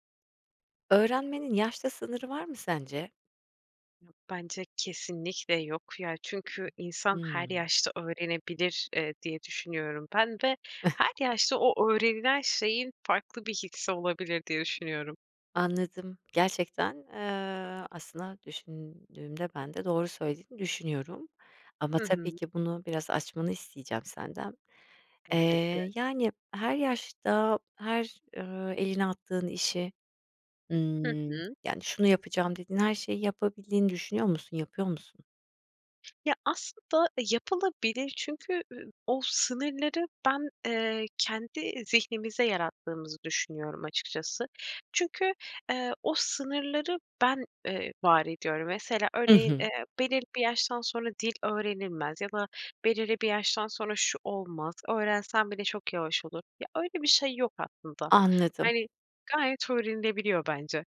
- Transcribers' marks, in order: other background noise; chuckle; tapping
- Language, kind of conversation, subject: Turkish, podcast, Öğrenmenin yaşla bir sınırı var mı?